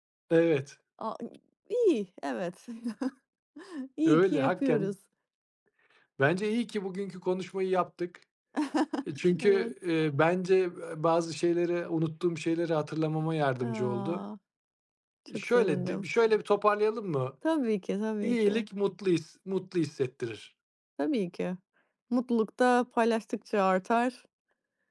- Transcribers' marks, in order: chuckle; chuckle; other background noise
- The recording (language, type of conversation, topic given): Turkish, unstructured, Küçük iyilikler neden büyük fark yaratır?